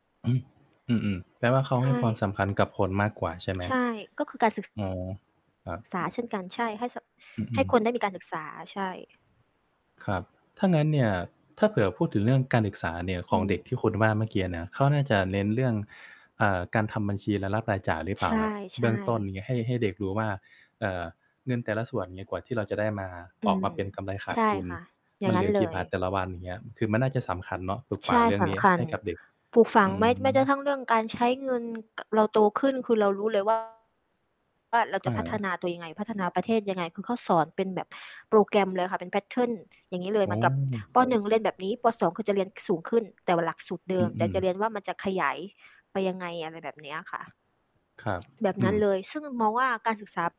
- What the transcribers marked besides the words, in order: static; distorted speech; tapping; other background noise; mechanical hum; in English: "แพตเทิร์น"
- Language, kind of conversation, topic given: Thai, unstructured, ถ้าคุณได้เป็นนายกรัฐมนตรี คุณจะเริ่มเปลี่ยนแปลงเรื่องอะไรก่อนเป็นอย่างแรก?